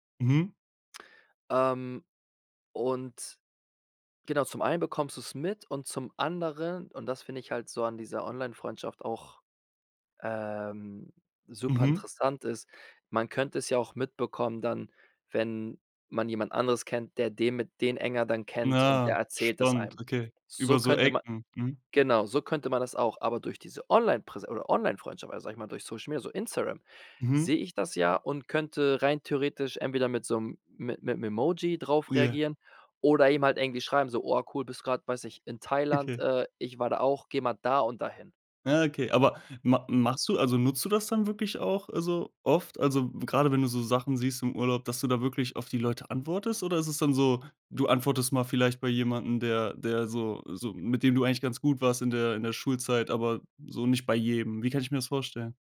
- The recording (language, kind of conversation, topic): German, podcast, Wie wichtig sind dir Online-Freunde im Vergleich zu Freundinnen und Freunden, die du persönlich kennst?
- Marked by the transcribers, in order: drawn out: "ähm"; stressed: "Onlinepräs"; other background noise; stressed: "da"